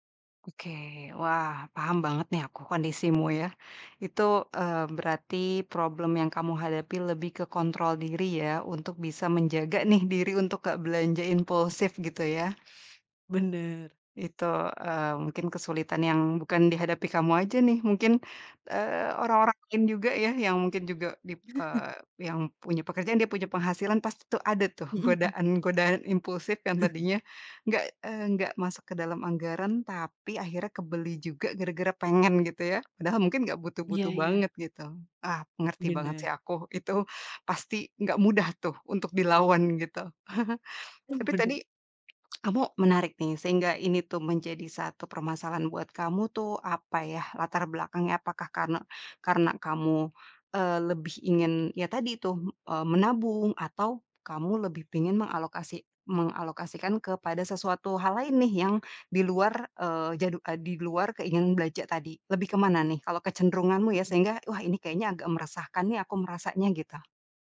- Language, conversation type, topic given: Indonesian, advice, Bagaimana caramu menahan godaan belanja impulsif meski ingin menabung?
- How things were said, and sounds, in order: chuckle; chuckle; laughing while speaking: "dilawan"; chuckle; laughing while speaking: "benar"; swallow; "belanja" said as "belaja"